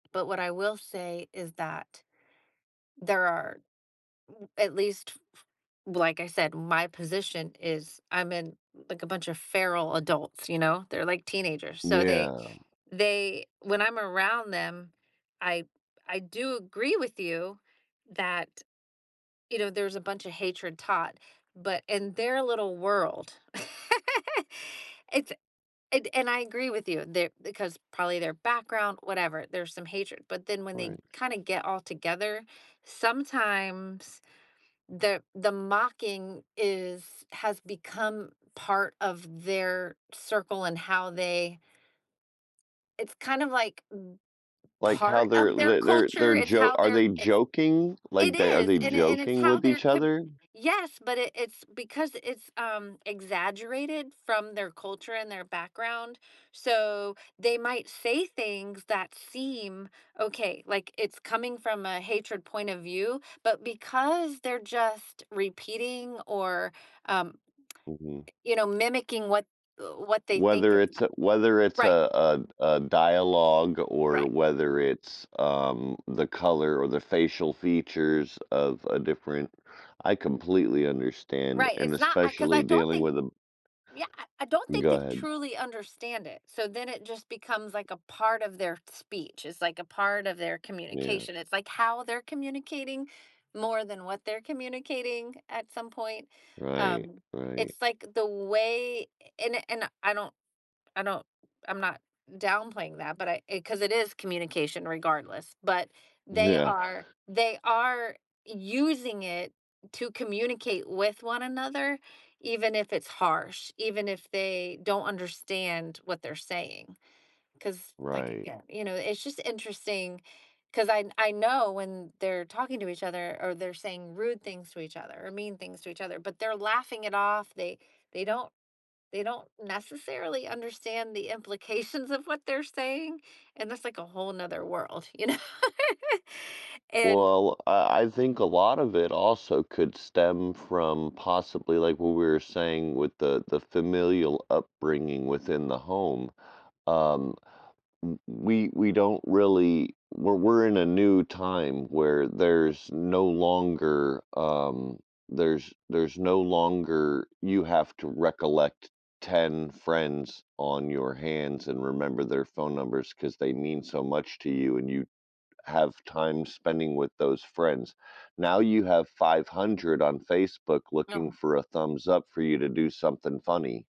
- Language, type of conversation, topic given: English, unstructured, How do you respond when others show disrespect toward your culture or beliefs?
- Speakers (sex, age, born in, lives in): female, 50-54, United States, United States; male, 40-44, United States, United States
- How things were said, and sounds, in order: laugh; stressed: "part"; lip smack; unintelligible speech; tapping; laughing while speaking: "know?"; laugh